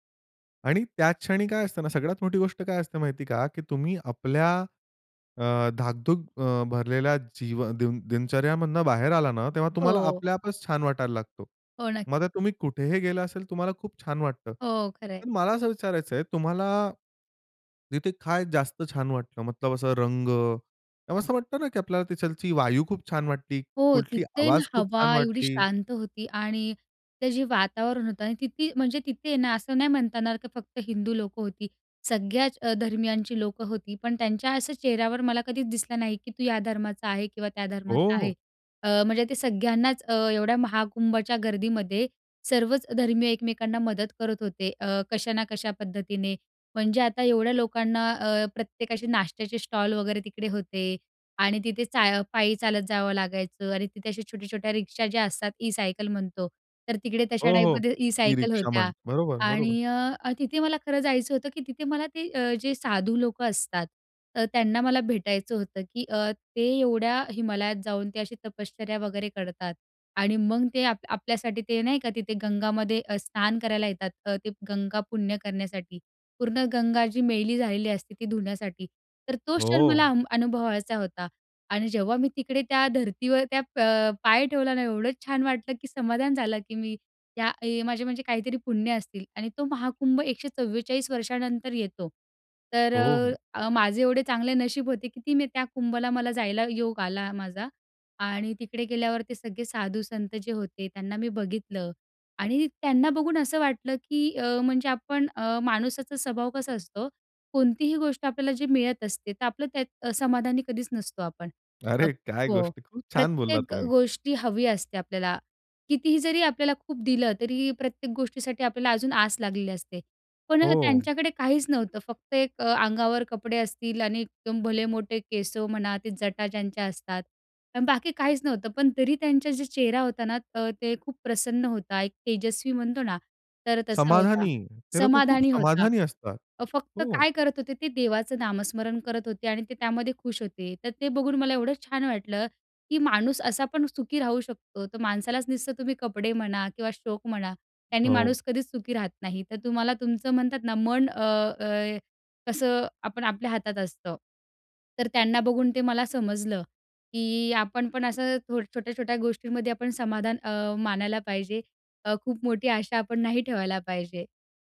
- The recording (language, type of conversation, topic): Marathi, podcast, प्रवासातला एखादा खास क्षण कोणता होता?
- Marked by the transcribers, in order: "अ,धकाधकीने" said as "धाकधूक"; laughing while speaking: "अरे काय गोष्टी, खूप छान बोललात तुम्ही"; tapping